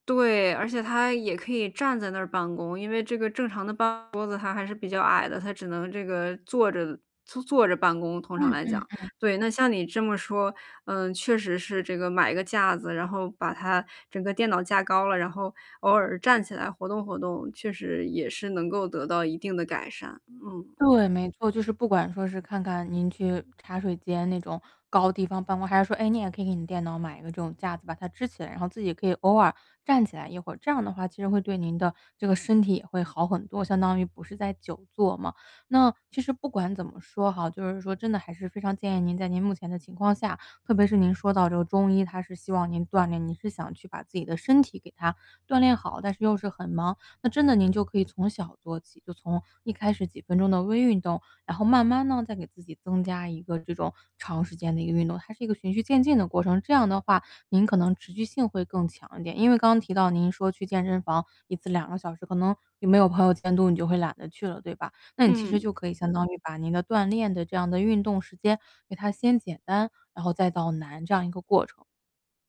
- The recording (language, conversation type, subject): Chinese, advice, 在日程很忙的情况下，我该怎样才能保持足够的活动量？
- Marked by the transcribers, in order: distorted speech; static; tapping